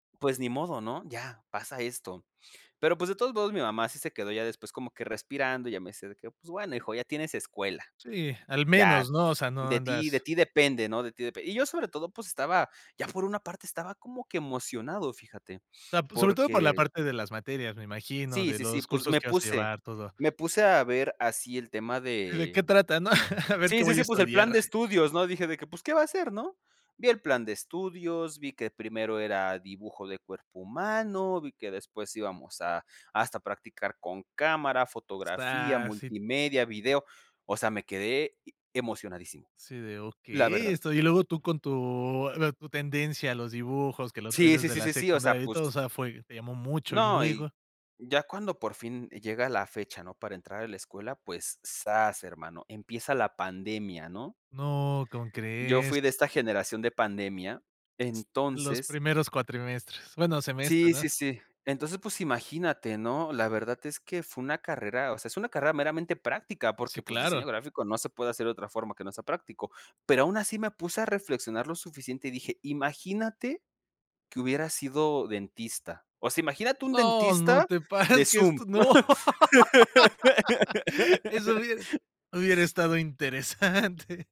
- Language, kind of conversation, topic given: Spanish, podcast, ¿Un error terminó convirtiéndose en una bendición para ti?
- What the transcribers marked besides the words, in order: sniff; chuckle; tapping; other background noise; laughing while speaking: "parece que esto no"; laugh; laughing while speaking: "interesante"